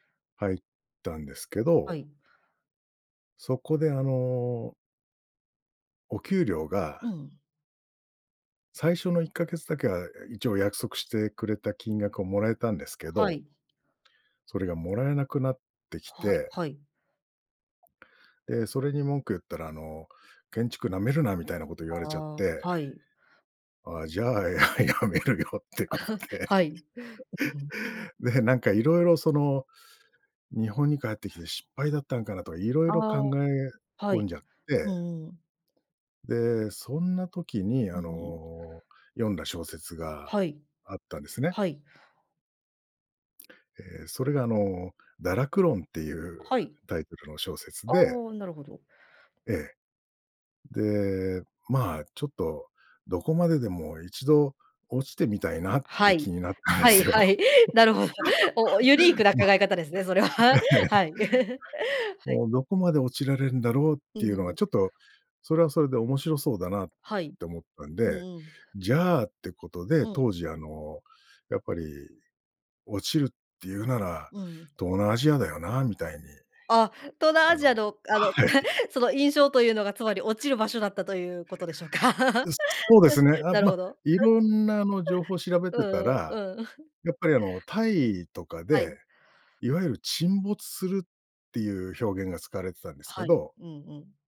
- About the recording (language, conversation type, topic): Japanese, podcast, 旅をきっかけに人生観が変わった場所はありますか？
- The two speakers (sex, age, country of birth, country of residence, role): female, 35-39, Japan, Japan, host; male, 45-49, Japan, Japan, guest
- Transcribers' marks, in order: laughing while speaking: "じゃあ辞めるよってことで"; chuckle; laughing while speaking: "なったんですよ。まあ、ええ"; laughing while speaking: "なるほど。お、ユニークな考え方ですね、それは。はい、はい"; chuckle; laugh; laughing while speaking: "でしょうか"; laugh; unintelligible speech